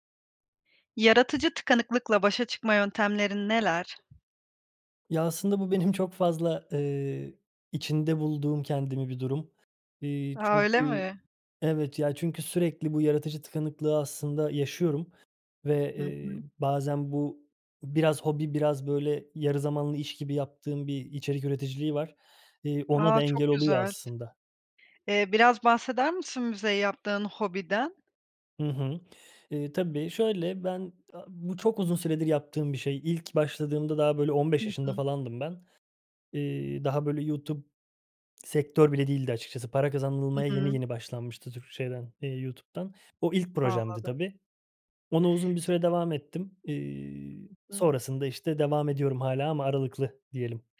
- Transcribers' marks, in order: tapping; laughing while speaking: "çok fazla"
- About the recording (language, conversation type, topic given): Turkish, podcast, Yaratıcı tıkanıklıkla başa çıkma yöntemlerin neler?